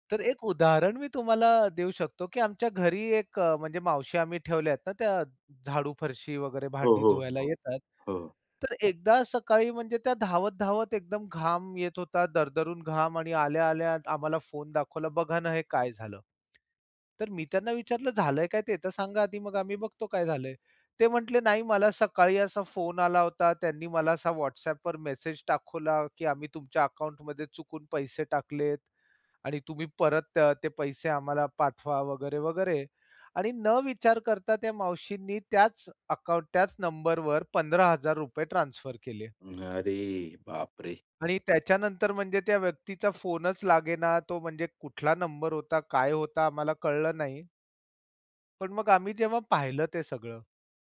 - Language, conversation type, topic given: Marathi, podcast, डिजिटल पेमेंट्स वापरताना तुम्हाला कशाची काळजी वाटते?
- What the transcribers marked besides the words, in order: other background noise